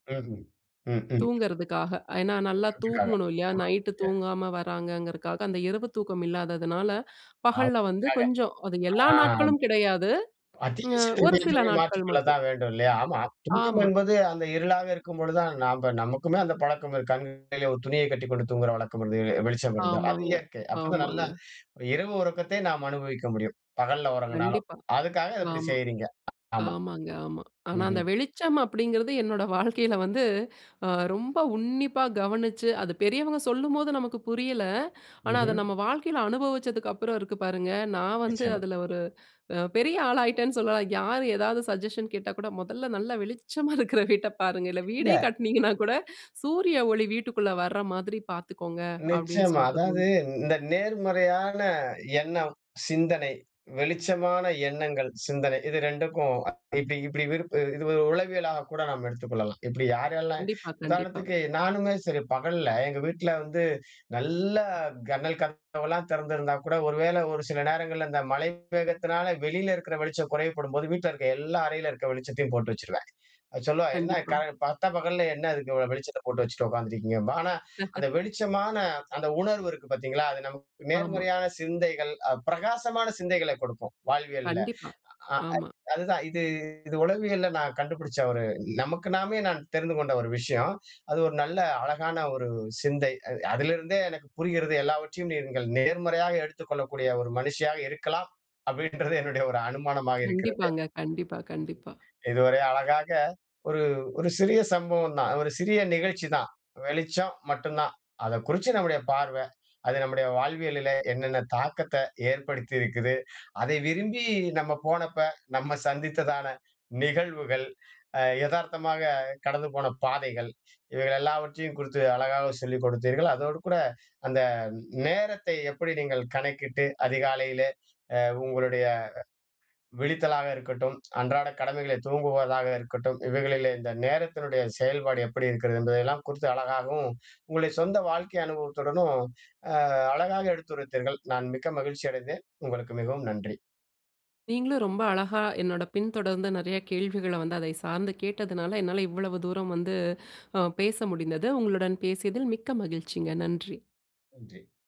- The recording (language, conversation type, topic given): Tamil, podcast, நேர ஒழுங்கும் வெளிச்சமும் — உங்கள் வீட்டில் இவற்றை நீங்கள் எப்படிப் பயன்படுத்துகிறீர்கள்?
- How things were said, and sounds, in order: unintelligible speech; unintelligible speech; unintelligible speech; laughing while speaking: "என்னோட வாழ்க்கையில வந்து"; trusting: "ஆனா, அத நம்ம வாழ்க்கையில அனுபவிச்சதுக்கு … அ ஆளாயிட்டேன்னு சொல்லலாம்"; laughing while speaking: "பெரிய அ ஆளாயிட்டேன்னு சொல்லலாம். யார் … கூட சூரிய ஒளி"; in English: "சஜஷன்"; "வெறுப்பு" said as "விருப்"; "ஜனல்" said as "கனல்"; laugh